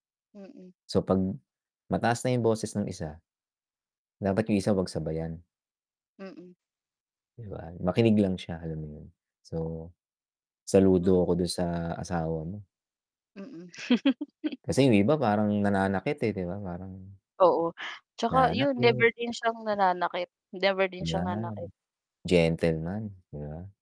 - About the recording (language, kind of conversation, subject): Filipino, unstructured, Paano mo malalaman kung handa ka na sa seryosong relasyon at paano mo ito pinananatiling maayos kasama ang iyong kapareha?
- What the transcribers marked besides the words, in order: static; chuckle; distorted speech